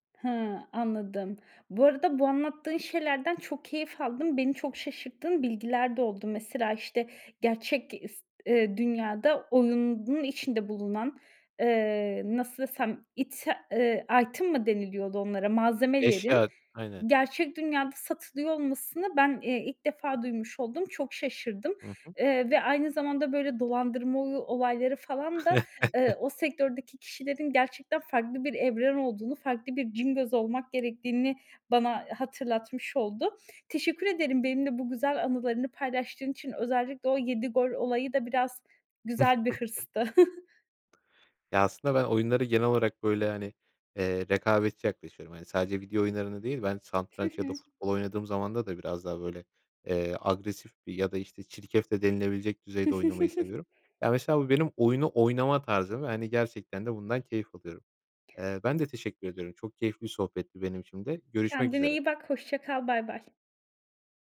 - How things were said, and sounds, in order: in English: "item mı"; chuckle; other background noise; chuckle; giggle; "satranç" said as "santranç"; chuckle
- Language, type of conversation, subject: Turkish, podcast, Video oyunları senin için bir kaçış mı, yoksa sosyalleşme aracı mı?